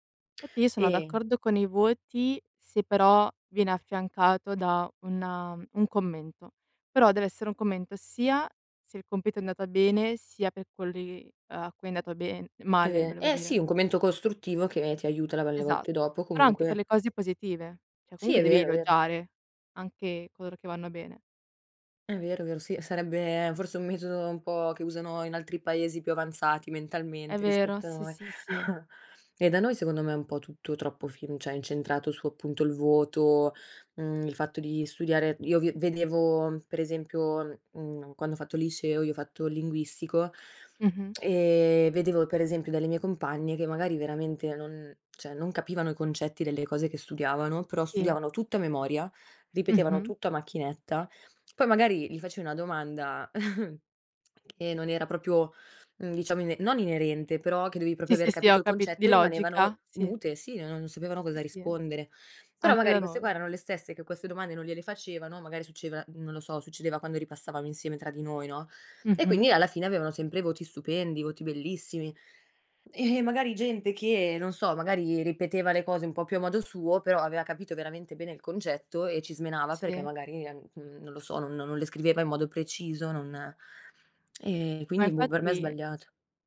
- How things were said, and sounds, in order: "Infatti" said as "nfatti"; "Cioè" said as "ceh"; chuckle; "cioè" said as "ceh"; "cioè" said as "ceh"; chuckle; "proprio" said as "propio"; tsk
- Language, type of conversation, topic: Italian, unstructured, È giusto giudicare un ragazzo solo in base ai voti?